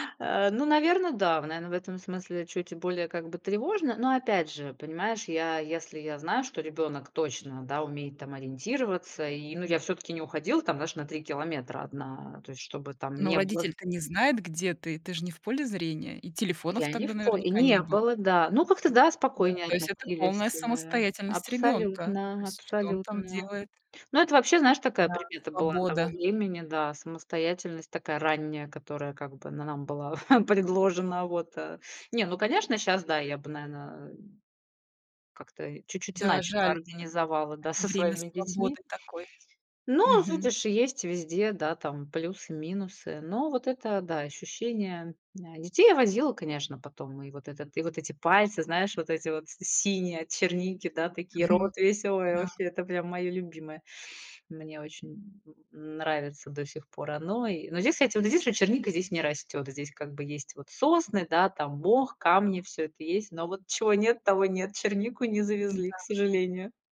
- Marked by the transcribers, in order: tapping; laughing while speaking: "предложена"; chuckle; laughing while speaking: "со своими"; laugh; other background noise
- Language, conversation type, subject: Russian, podcast, Чему тебя учит молчание в горах или в лесу?